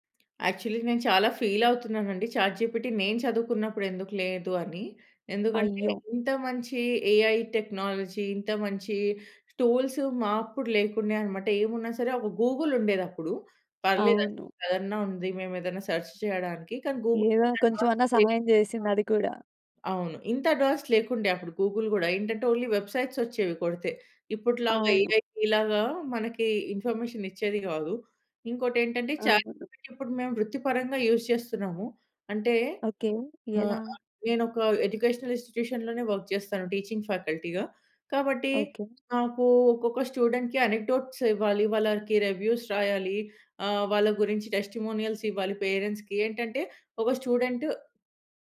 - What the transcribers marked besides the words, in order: in English: "యాక్చువలీ"; in English: "ఫీల్"; in English: "చాట్‌జిపిటి"; in English: "ఏఐ టెక్నాలజీ"; in English: "టూల్స్"; in English: "గూగుల్"; in English: "సెర్చ్"; in English: "గూగుల్ అడ్వాన్స్ పేజ్"; in English: "అడ్వాన్స్"; in English: "గూగుల్"; in English: "ఓన్లీ వెబ్‌సైట్స్"; in English: "ఏఐ"; in English: "ఇన్ఫర్మేషన్"; in English: "చాట్‌జిపిటి"; in English: "యూజ్"; in English: "ఎడ్యుకేషనల్ ఇన్స్‌స్టిట్యూషన్‌లోనే వర్క్"; in English: "టీచింగ్ ఫ్యాకల్టీ‌గా"; in English: "స్టూడెంట్‌కి అనిటోట్స్"; in English: "రివ్యూస్"; in English: "టెస్టిమోనియల్స్"; in English: "పేరెంట్స్‌కి"; in English: "స్టూడెంట్"
- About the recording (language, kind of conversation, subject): Telugu, podcast, ఆన్‌లైన్ మద్దతు దీర్ఘకాలంగా బలంగా నిలవగలదా, లేక అది తాత్కాలికమేనా?